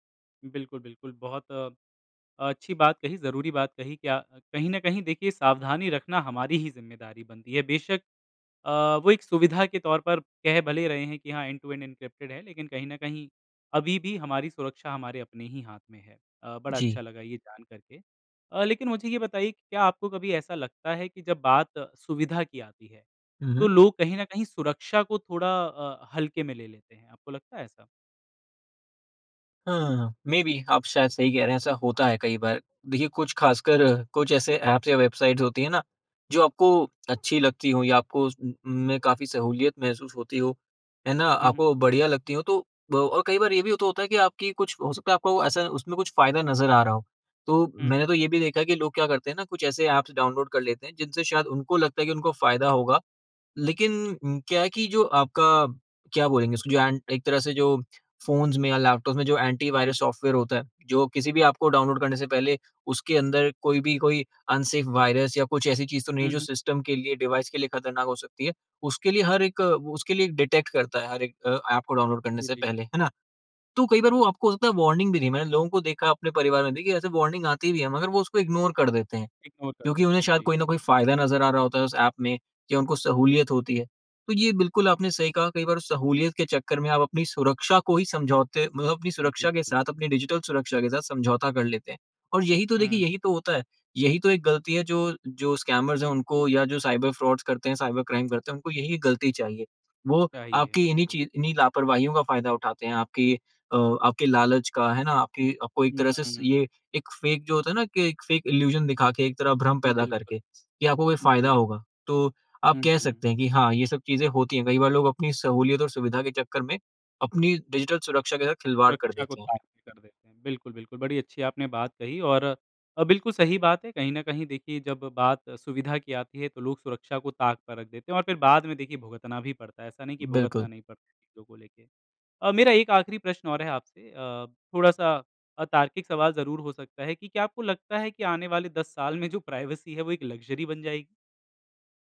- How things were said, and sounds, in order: in English: "एंड-टू-एंड एनक्रिप्टेड चैट"; in English: "मेबी"; in English: "एंटी-वायरस सॉफ़्टवेयर"; in English: "मेबी अनसेफ वायरस"; in English: "सिस्टम"; in English: "डिवाइस"; in English: "डिटेक्ट"; in English: "वार्निंग"; in English: "वार्निंग"; in English: "इग्नोर"; in English: "इग्नोर"; in English: "डिजिटल"; in English: "स्कैमर्स"; in English: "साइबर फ्रॉड्स"; in English: "साइबर क्राइम"; in English: "फ़ेक"; in English: "फ़ेक इल्यूज़न"; in English: "डिजिटल"; in English: "प्राइवेसी"; in English: "लक्ज़री"
- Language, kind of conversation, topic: Hindi, podcast, ऑनलाइन गोपनीयता आपके लिए क्या मायने रखती है?